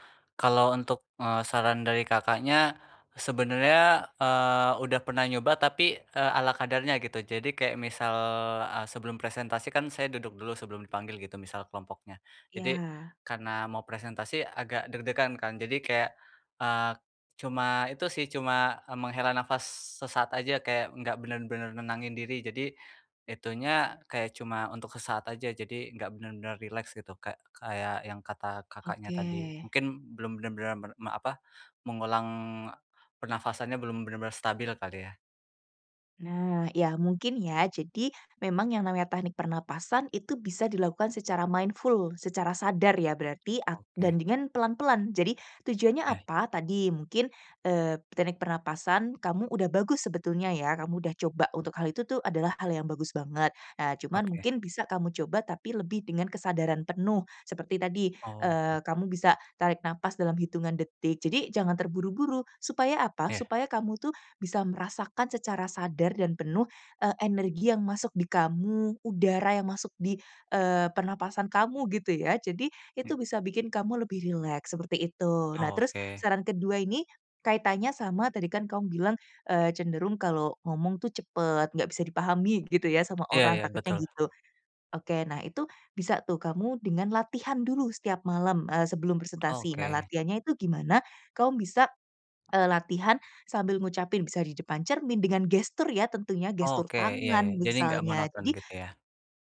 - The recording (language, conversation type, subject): Indonesian, advice, Bagaimana cara mengatasi rasa gugup saat presentasi di depan orang lain?
- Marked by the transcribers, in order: tapping; in English: "mindful"; other background noise